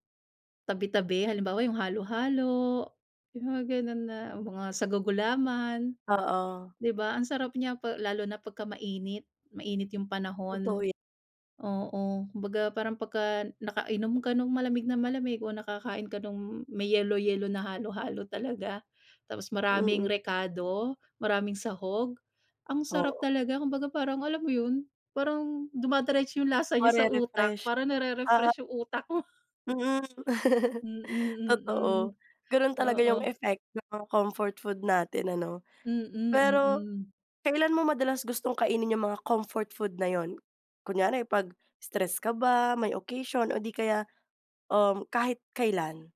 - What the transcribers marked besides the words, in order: tapping; "dumideretso" said as "dumadairetso"; laugh; laughing while speaking: "utak ko"; chuckle; in English: "comfort food"; in English: "comfort food"
- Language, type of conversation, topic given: Filipino, podcast, Ano ang paborito mong pagkaing pampagaan ng pakiramdam, at bakit?